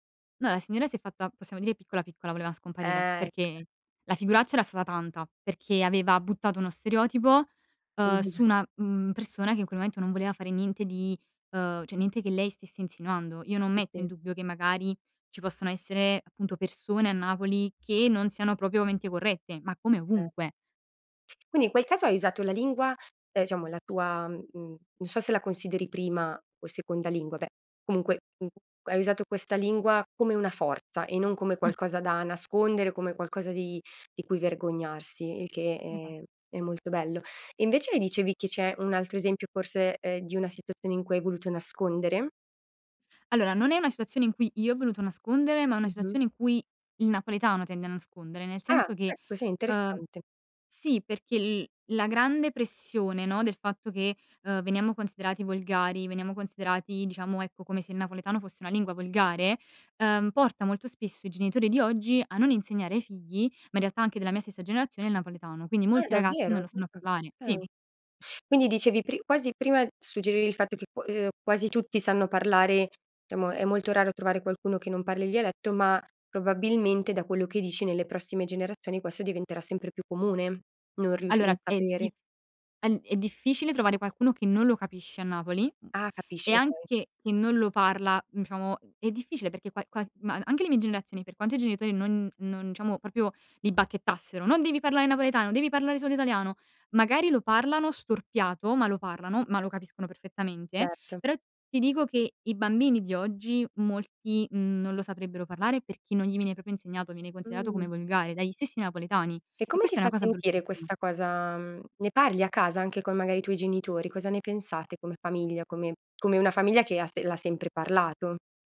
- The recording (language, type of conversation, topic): Italian, podcast, Come ti ha influenzato la lingua che parli a casa?
- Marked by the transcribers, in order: unintelligible speech; other background noise; tapping; "okay" said as "kay"